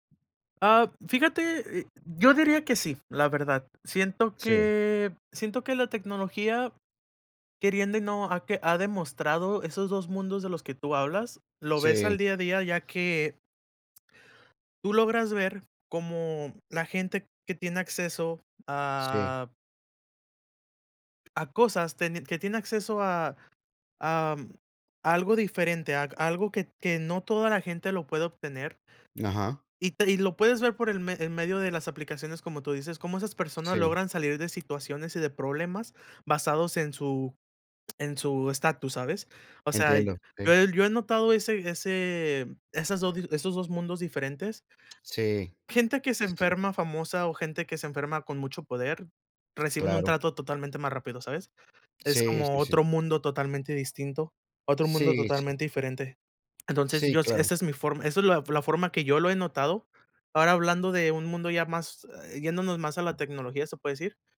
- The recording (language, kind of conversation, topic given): Spanish, unstructured, ¿Cómo te imaginas el mundo dentro de 100 años?
- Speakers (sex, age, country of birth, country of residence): male, 20-24, Mexico, United States; male, 50-54, United States, United States
- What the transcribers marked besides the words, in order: other background noise; tapping